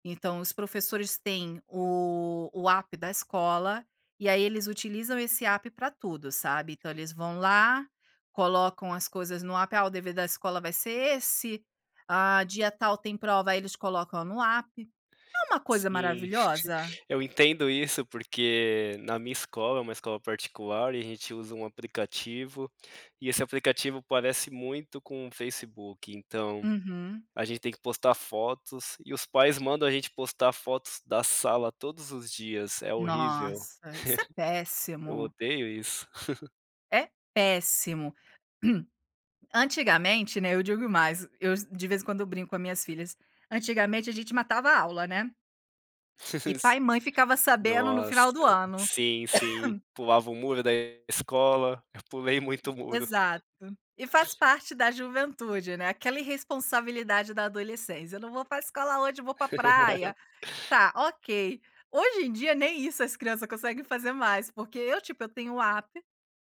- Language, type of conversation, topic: Portuguese, podcast, Como incentivar a autonomia sem deixar de proteger?
- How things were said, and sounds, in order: chuckle; throat clearing; laugh; cough; laugh